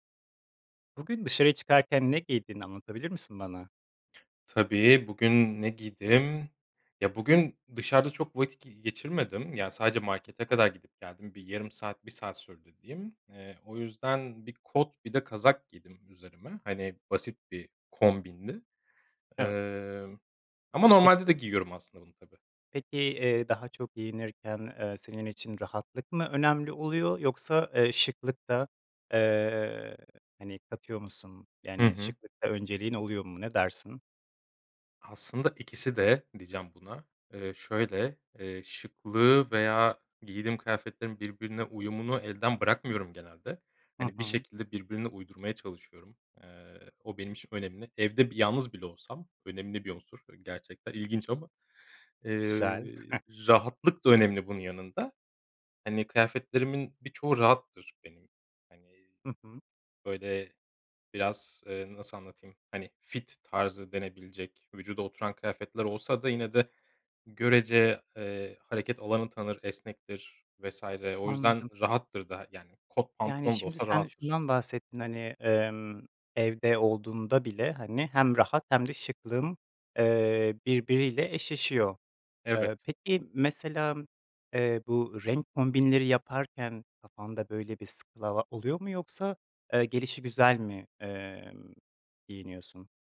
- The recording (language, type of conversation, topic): Turkish, podcast, Giyinirken rahatlığı mı yoksa şıklığı mı önceliklendirirsin?
- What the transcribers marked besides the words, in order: other background noise; chuckle; "mesela" said as "meselam"; "skala" said as "sıklava"